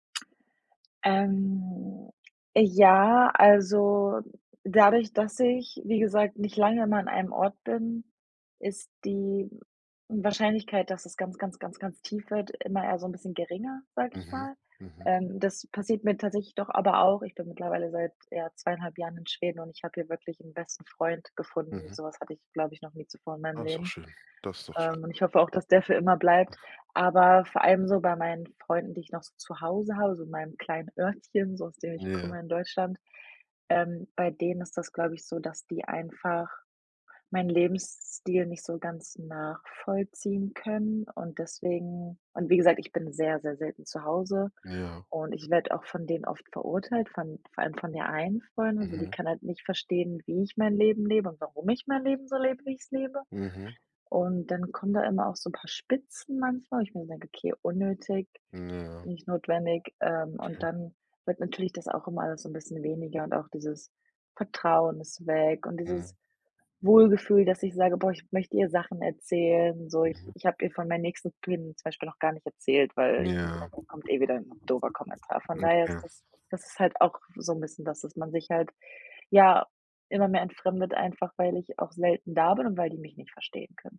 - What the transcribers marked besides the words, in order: other background noise
- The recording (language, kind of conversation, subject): German, advice, Wie kommt es dazu, dass man sich im Laufe des Lebens von alten Freunden entfremdet?